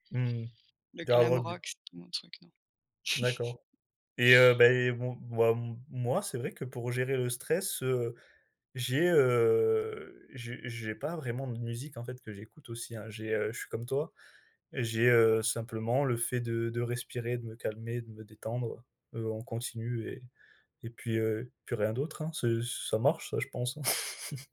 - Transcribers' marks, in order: chuckle; chuckle
- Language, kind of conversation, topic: French, unstructured, Comment la musique influence-t-elle ton humeur au quotidien ?